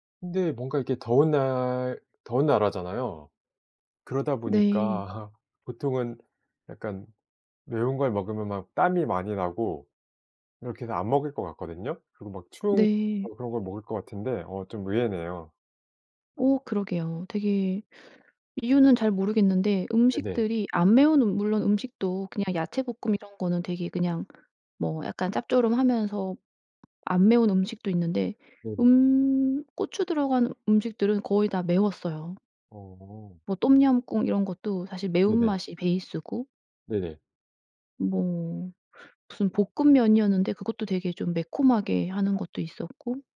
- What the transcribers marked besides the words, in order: laugh; tapping; in English: "베이스고"
- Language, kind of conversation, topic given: Korean, podcast, 음식 때문에 생긴 웃긴 에피소드가 있나요?